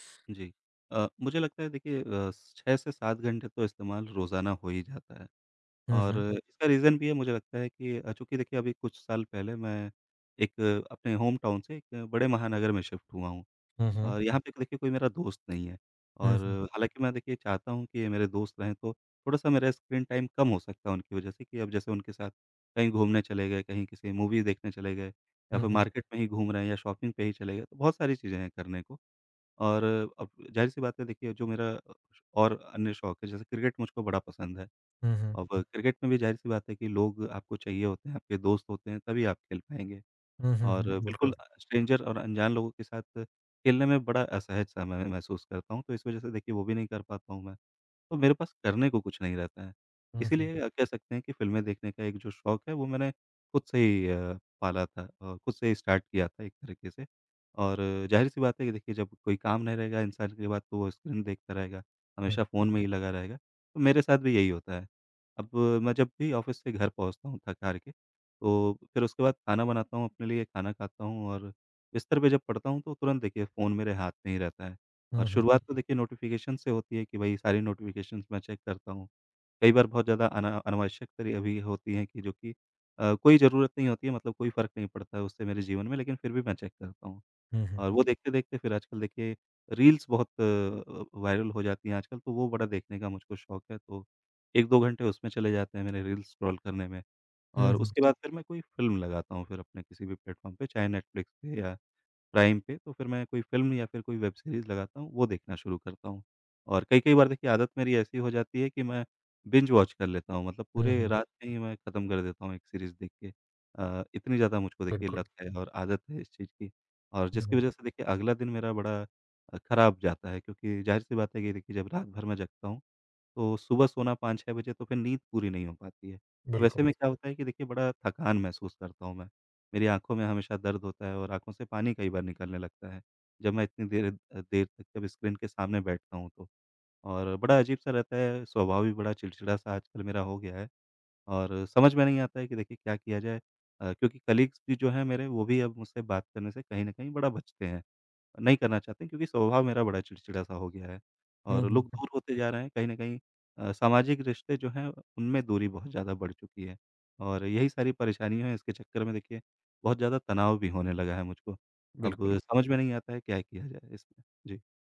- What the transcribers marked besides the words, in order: in English: "रीज़न"; in English: "होमटाउन"; in English: "शिफ्ट"; in English: "टाइम"; in English: "मूवी"; in English: "मार्केट"; in English: "शॉपिंग"; in English: "स्ट्रेंजर"; tongue click; in English: "स्टार्ट"; in English: "ऑफ़िस"; in English: "नोटिफ़िकेशन"; in English: "नोटिफ़िकेशन"; in English: "चेक"; in English: "चेक"; in English: "रील्स"; in English: "रील्स"; in English: "बिंज वॉच"; in English: "कलीग्स"
- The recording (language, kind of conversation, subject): Hindi, advice, स्क्रीन देर तक देखने से सोने में देरी क्यों होती है?
- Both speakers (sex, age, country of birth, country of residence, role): male, 25-29, India, India, advisor; male, 35-39, India, India, user